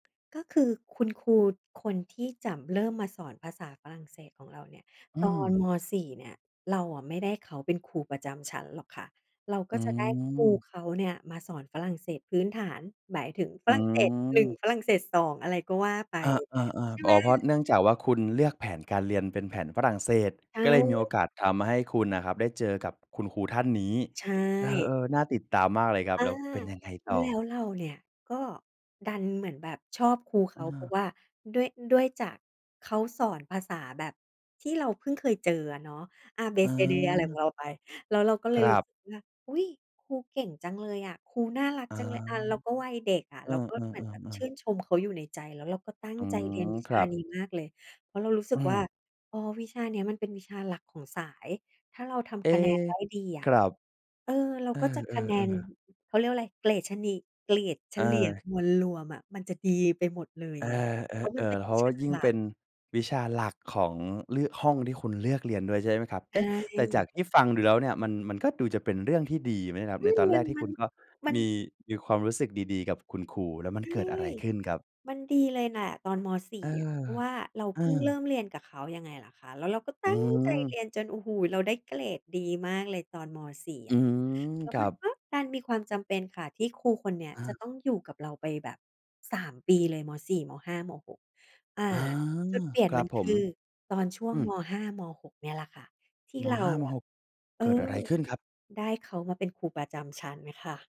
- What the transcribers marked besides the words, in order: tapping
- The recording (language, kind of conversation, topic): Thai, podcast, มีครูคนไหนที่คุณยังจำได้อยู่ไหม และเพราะอะไร?